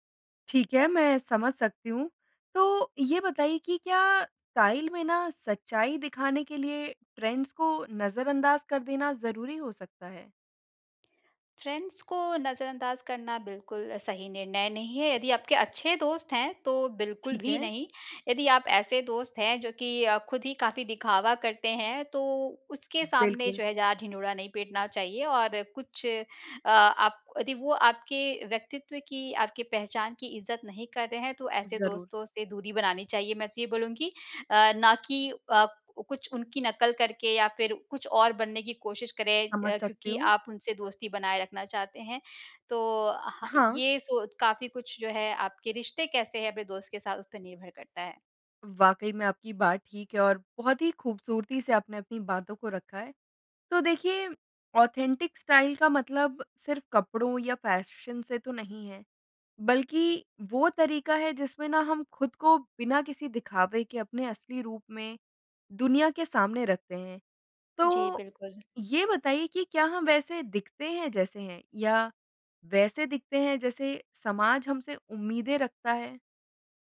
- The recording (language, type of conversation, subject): Hindi, podcast, आपके लिए ‘असली’ शैली का क्या अर्थ है?
- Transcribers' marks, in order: in English: "स्टाइल"; in English: "ट्रेंड्स"; in English: "फ़्रेंड्स"; in English: "ऑथेंटिक स्टाइल"; in English: "फ़ैशन"